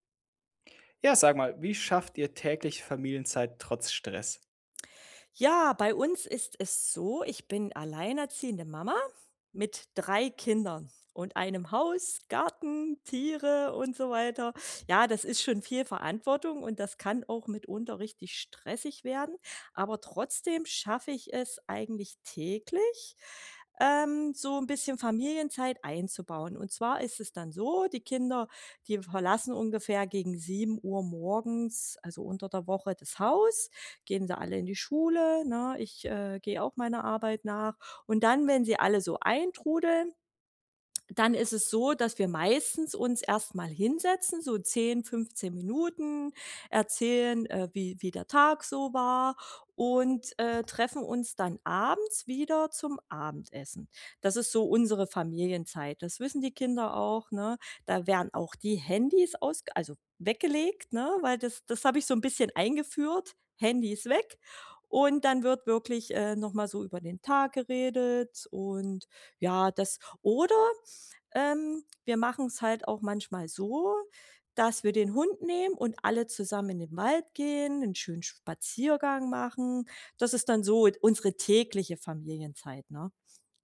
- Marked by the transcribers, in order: other background noise
- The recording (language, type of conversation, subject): German, podcast, Wie schafft ihr es trotz Stress, jeden Tag Familienzeit zu haben?